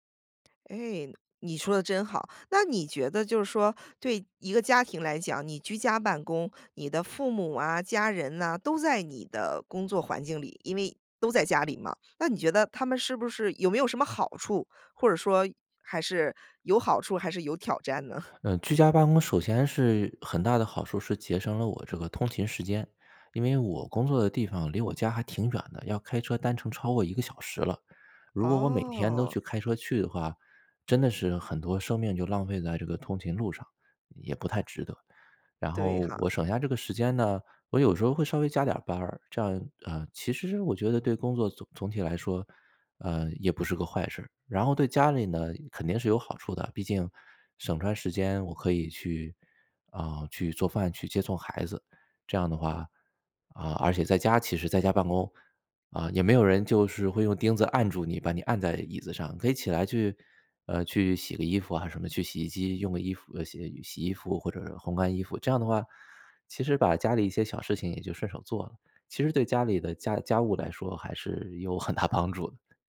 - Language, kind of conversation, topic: Chinese, podcast, 居家办公时，你如何划分工作和生活的界限？
- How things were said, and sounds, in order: other background noise; laughing while speaking: "挑战呢"; laughing while speaking: "很大帮助的"